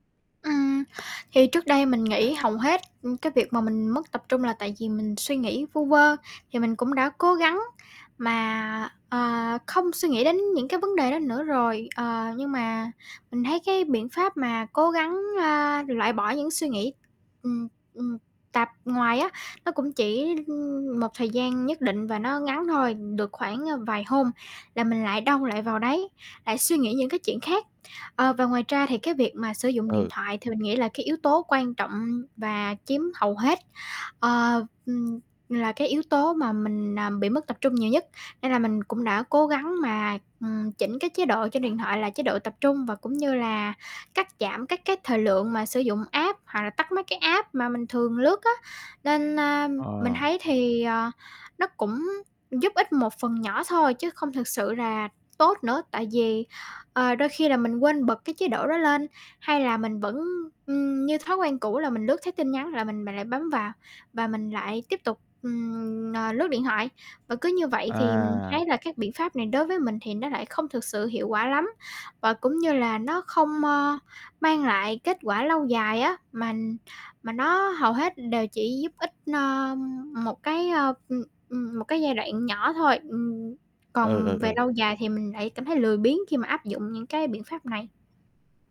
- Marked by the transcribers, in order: static; tapping; distorted speech; other background noise; in English: "app"; in English: "app"
- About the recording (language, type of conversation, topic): Vietnamese, advice, Làm sao để tập trung tốt hơn khi bạn liên tục bị cuốn vào những suy nghĩ lặp đi lặp lại?